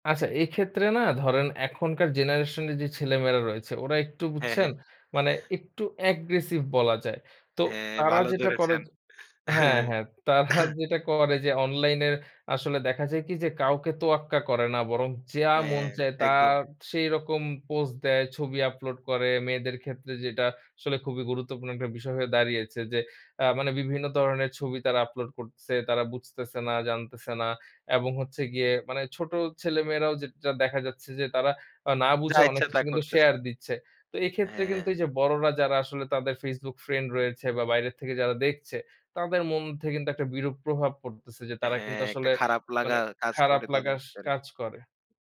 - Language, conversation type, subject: Bengali, podcast, প্রযুক্তি কীভাবে আমাদের সামাজিক জীবনে সম্পর্ককে বদলে দিচ্ছে বলে আপনি মনে করেন?
- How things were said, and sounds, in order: other background noise; chuckle; throat clearing